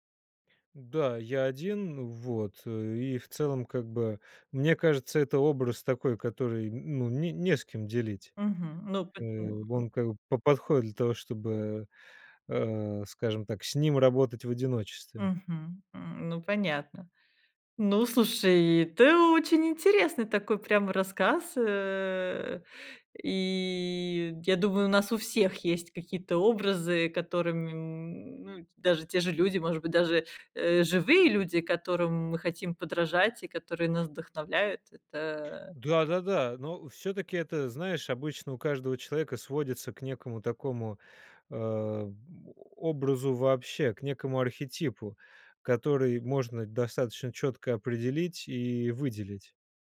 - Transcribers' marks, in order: unintelligible speech
- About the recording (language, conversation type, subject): Russian, podcast, Как книги и фильмы влияют на твой образ?